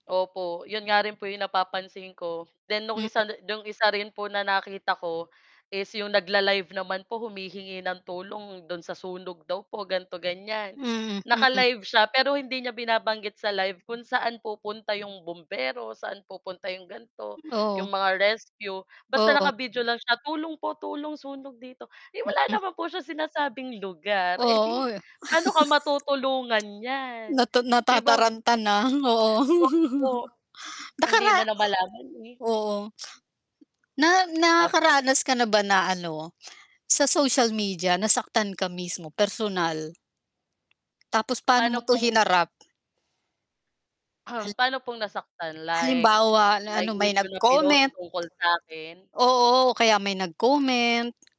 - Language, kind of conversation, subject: Filipino, unstructured, Paano mo tinitingnan ang epekto ng midyang panlipunan sa kalusugan ng isip?
- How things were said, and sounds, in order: static; tapping; other background noise; distorted speech; chuckle; scoff; laughing while speaking: "oo"; chuckle; other animal sound; throat clearing; mechanical hum; tongue click